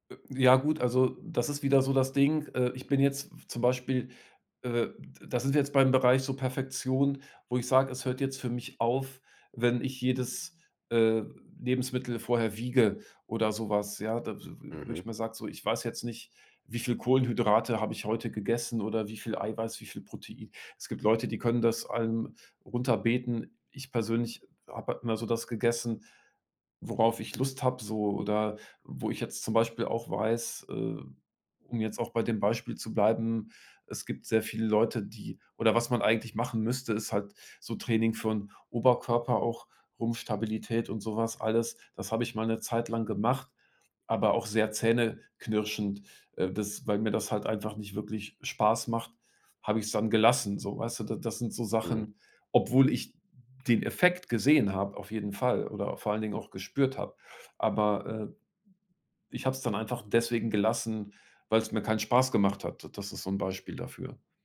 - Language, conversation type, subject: German, podcast, Wie findest du die Balance zwischen Perfektion und Spaß?
- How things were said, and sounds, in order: none